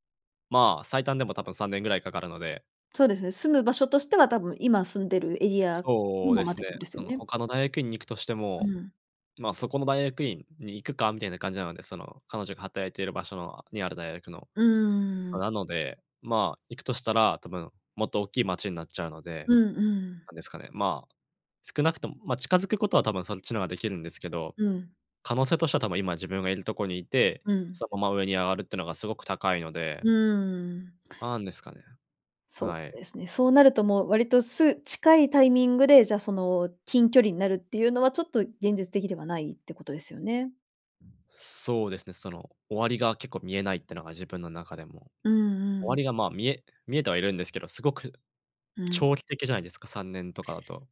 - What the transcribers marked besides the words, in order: tapping
- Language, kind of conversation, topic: Japanese, advice, 長年のパートナーとの関係が悪化し、別れの可能性に直面したとき、どう向き合えばよいですか？